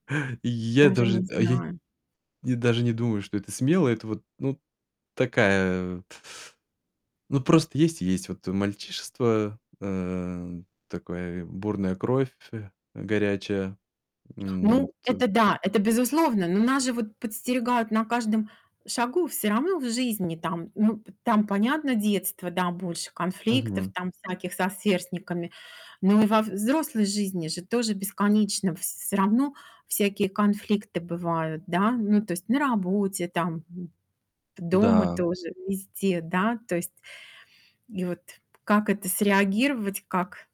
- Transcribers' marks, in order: chuckle; distorted speech; tapping; other noise
- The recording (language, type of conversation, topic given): Russian, podcast, Чем для тебя отличается смелость от глупой бесшабашности?